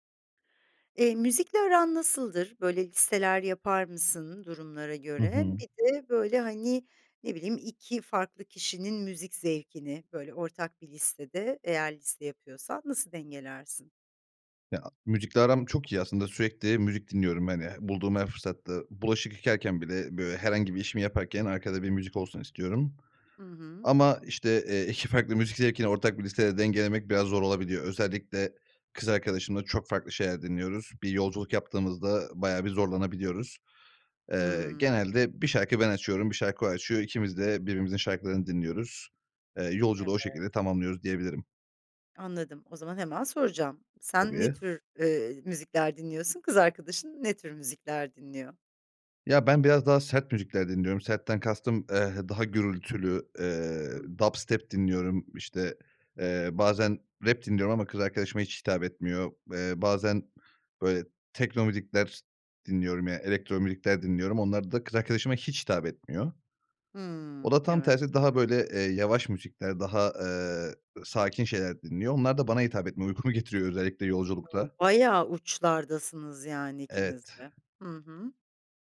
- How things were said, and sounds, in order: in English: "dubstep"; tapping; other background noise
- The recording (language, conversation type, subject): Turkish, podcast, İki farklı müzik zevkini ortak bir çalma listesinde nasıl dengelersin?